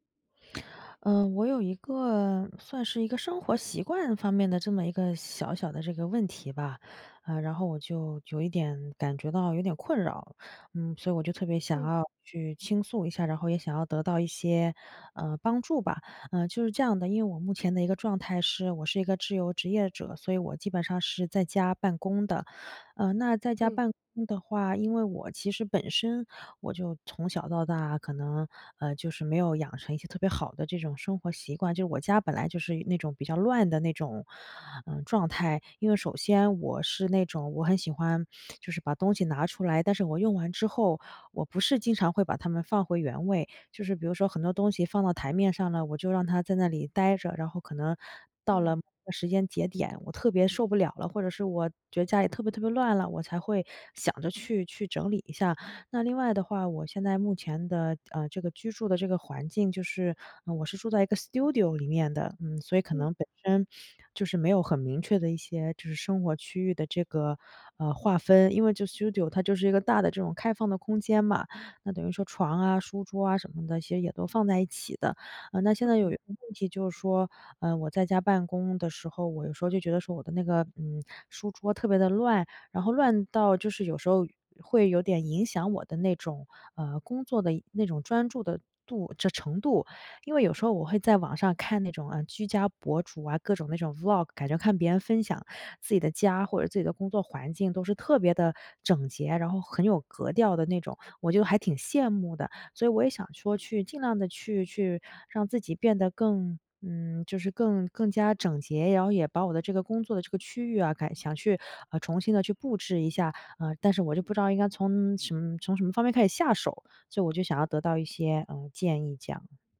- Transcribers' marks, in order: lip smack; in English: "studio"; sniff; in English: "studio"
- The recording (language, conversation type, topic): Chinese, advice, 我怎样才能保持工作区整洁，减少杂乱？